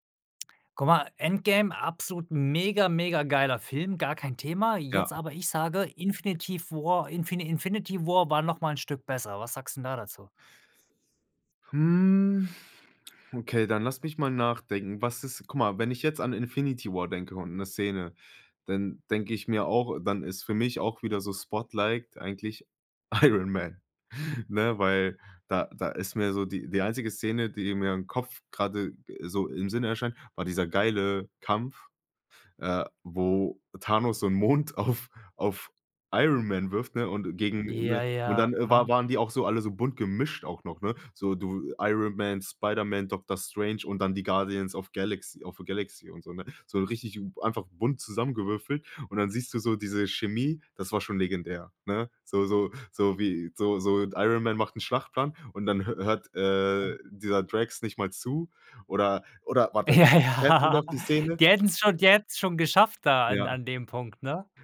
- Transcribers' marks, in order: drawn out: "Hm"; in English: "spotliked"; laughing while speaking: "Iron Man"; laughing while speaking: "Ja, ja"; laugh
- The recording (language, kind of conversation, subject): German, podcast, Welche Filmszene kannst du nie vergessen, und warum?